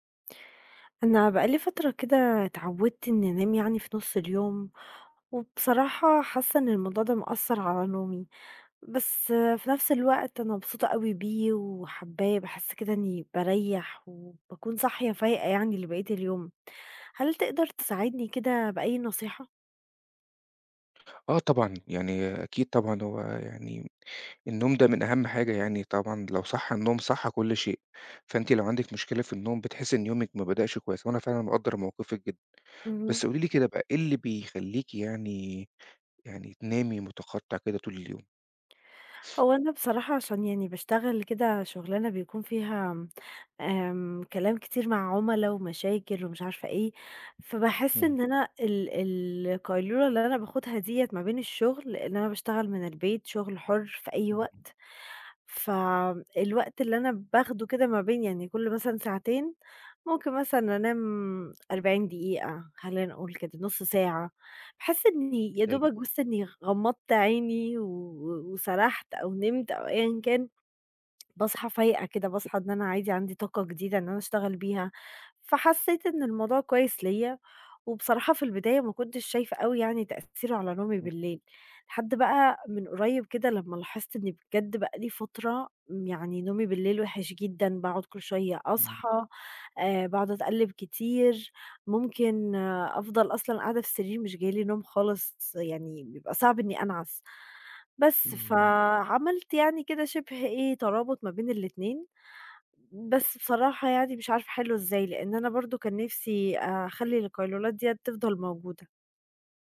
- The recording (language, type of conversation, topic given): Arabic, advice, إزاي القيلولات المتقطعة بتأثر على نومي بالليل؟
- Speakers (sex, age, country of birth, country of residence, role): female, 20-24, Egypt, Romania, user; male, 40-44, Egypt, Portugal, advisor
- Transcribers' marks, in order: tapping; other background noise